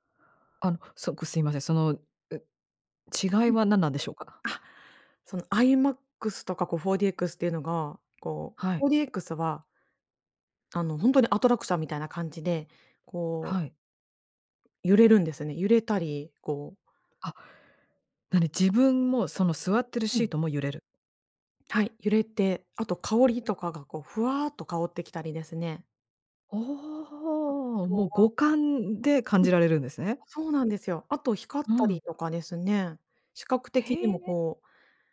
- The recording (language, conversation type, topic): Japanese, podcast, 配信の普及で映画館での鑑賞体験はどう変わったと思いますか？
- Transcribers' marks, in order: unintelligible speech; other background noise